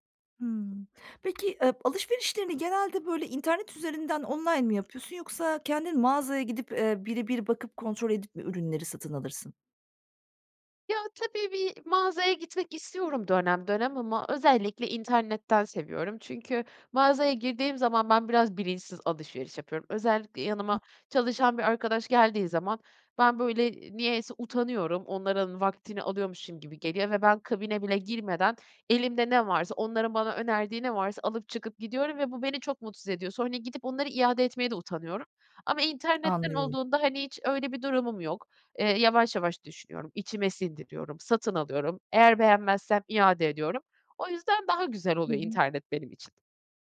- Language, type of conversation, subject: Turkish, advice, Kaliteli ama uygun fiyatlı ürünleri nasıl bulabilirim; nereden ve nelere bakmalıyım?
- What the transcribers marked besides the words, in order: other noise; other background noise; tapping